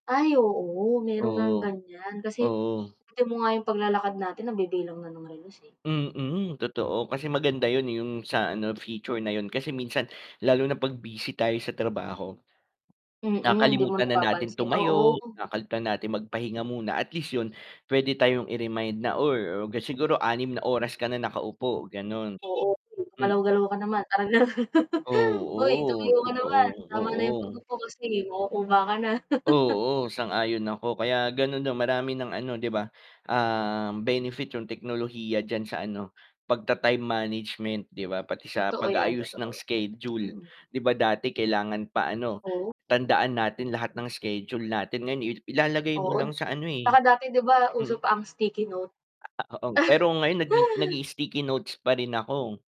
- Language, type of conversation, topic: Filipino, unstructured, Paano nakatulong ang teknolohiya sa pagpapadali ng iyong mga pang-araw-araw na gawain?
- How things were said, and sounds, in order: static; other background noise; mechanical hum; laughing while speaking: "ganon"; laugh; tapping; distorted speech; chuckle